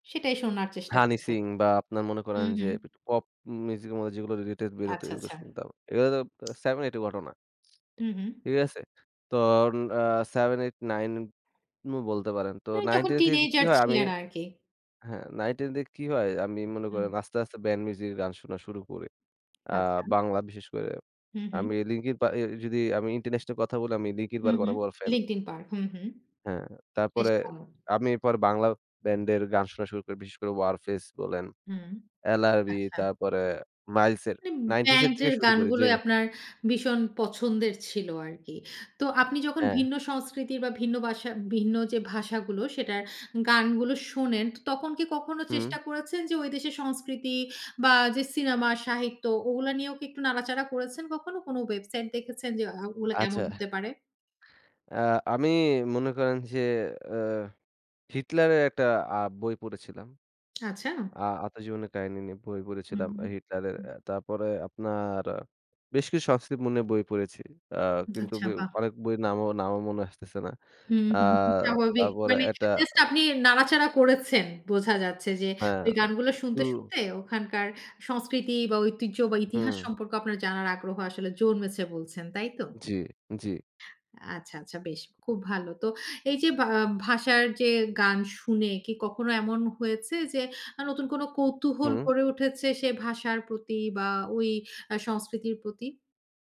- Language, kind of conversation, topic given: Bengali, podcast, কোন ভাষার গান শুনতে শুরু করার পর আপনার গানের স্বাদ বদলে গেছে?
- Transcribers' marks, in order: other background noise